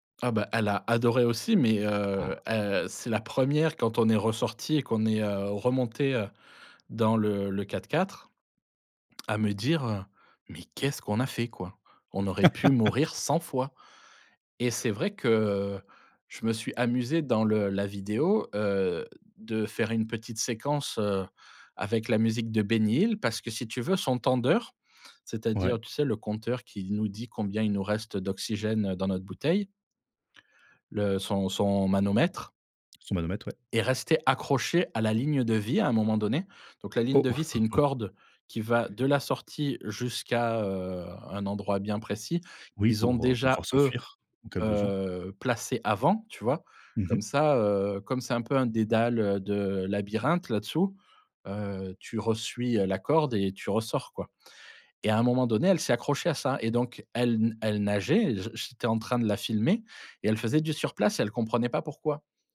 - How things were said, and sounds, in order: laugh; tapping; chuckle
- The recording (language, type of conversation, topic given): French, podcast, Quel voyage t’a réservé une surprise dont tu te souviens encore ?